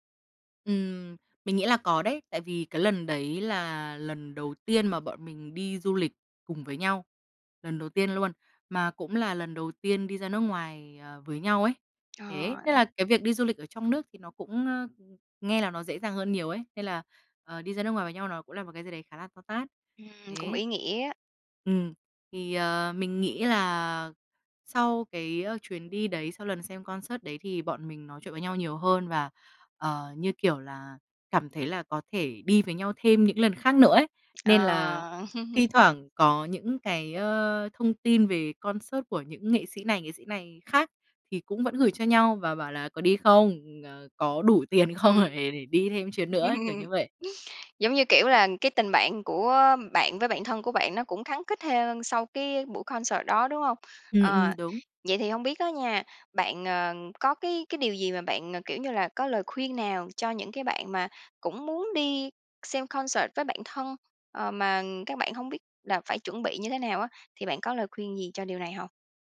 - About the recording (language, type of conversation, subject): Vietnamese, podcast, Bạn có kỷ niệm nào khi đi xem hòa nhạc cùng bạn thân không?
- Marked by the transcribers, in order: tapping; in English: "concert"; laugh; in English: "concert"; laughing while speaking: "đủ tiền không?"; laugh; in English: "concert"; in English: "concert"